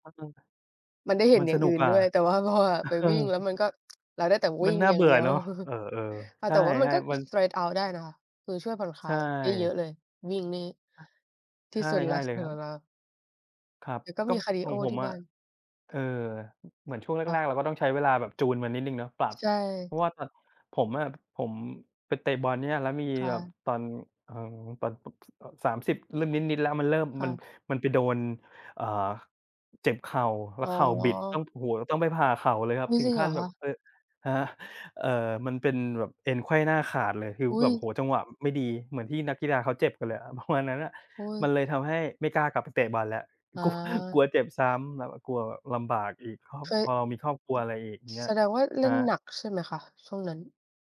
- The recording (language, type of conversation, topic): Thai, unstructured, คุณชอบทำกิจกรรมอะไรในเวลาว่างมากที่สุด?
- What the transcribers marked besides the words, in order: unintelligible speech; laughing while speaking: "เออ"; tsk; chuckle; in English: "Fresh out"; other noise; unintelligible speech; laughing while speaking: "ประมาณ"; laughing while speaking: "กลัว"; other background noise